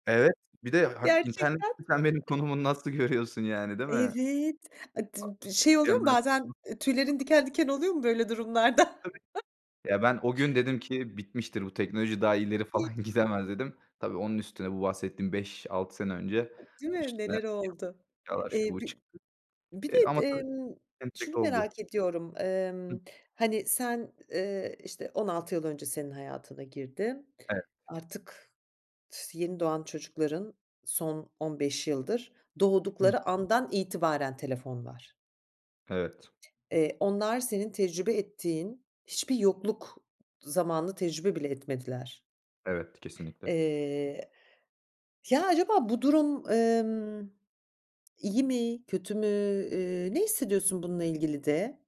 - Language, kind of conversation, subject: Turkish, podcast, Akıllı telefonlar hayatımızı nasıl değiştirdi?
- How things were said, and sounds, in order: chuckle; laughing while speaking: "görüyorsun"; unintelligible speech; other background noise; laughing while speaking: "durumlarda?"; unintelligible speech; unintelligible speech; unintelligible speech; tapping